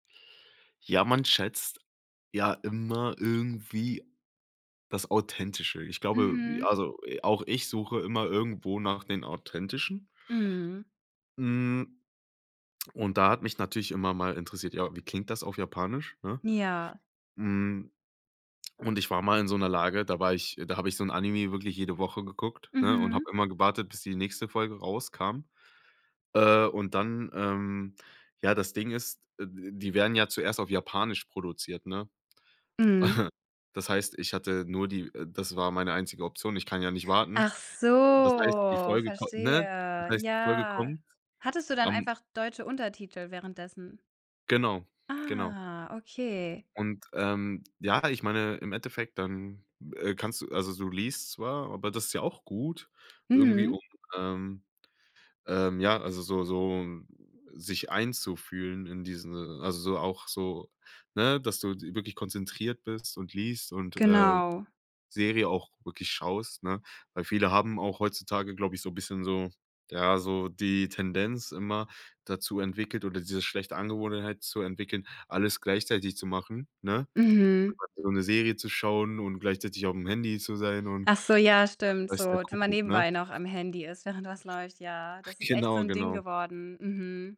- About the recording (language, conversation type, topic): German, podcast, Was bevorzugst du: Untertitel oder Synchronisation, und warum?
- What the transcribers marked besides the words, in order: other background noise; chuckle; drawn out: "so, verstehe"; drawn out: "Ah"; "Angewohnheit" said as "Angewohnheheit"; unintelligible speech; snort